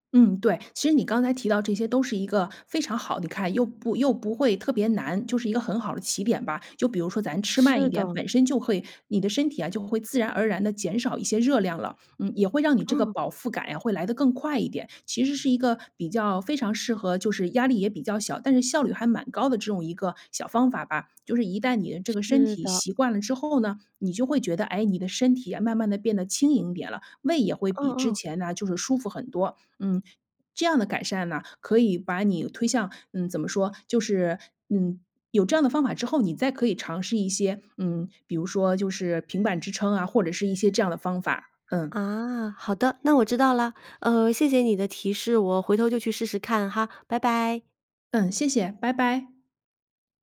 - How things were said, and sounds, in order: tapping; other background noise; alarm
- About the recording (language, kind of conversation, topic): Chinese, advice, 如果我想减肥但不想节食或过度运动，该怎么做才更健康？